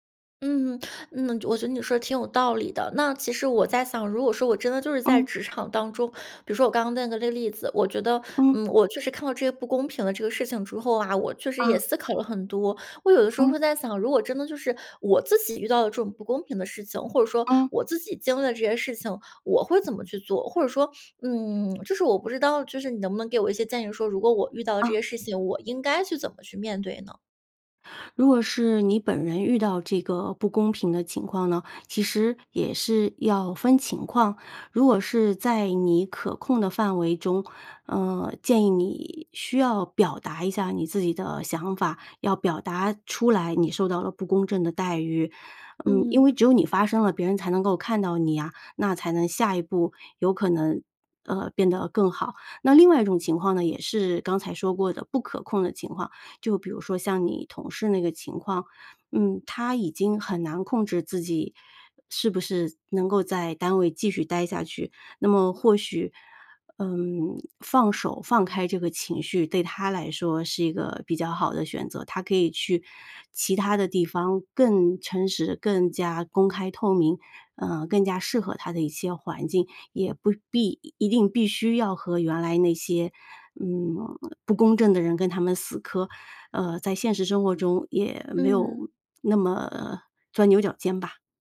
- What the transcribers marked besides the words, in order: inhale
- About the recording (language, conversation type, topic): Chinese, advice, 当你目睹不公之后，是如何开始怀疑自己的价值观与人生意义的？